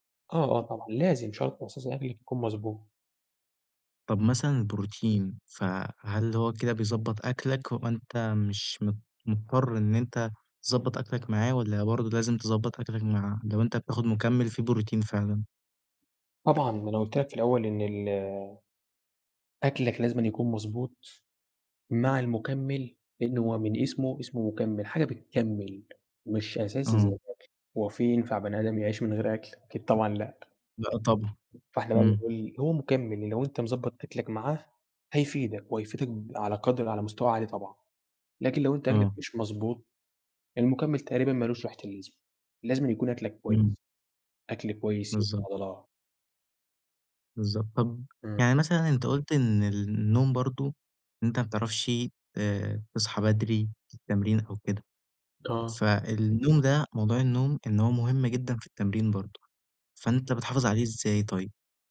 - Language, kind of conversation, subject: Arabic, podcast, إزاي تحافظ على نشاطك البدني من غير ما تروح الجيم؟
- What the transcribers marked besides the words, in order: other noise; tapping